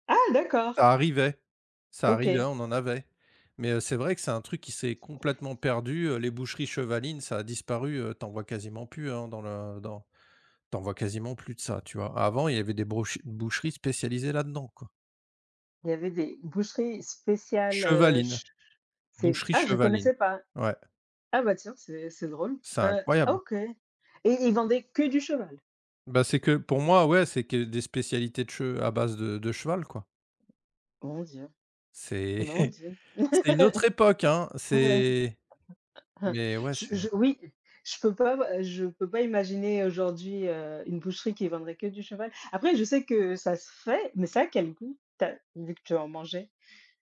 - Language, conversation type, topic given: French, unstructured, As-tu une anecdote drôle liée à un repas ?
- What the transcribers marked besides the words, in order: other background noise; tapping; laugh; chuckle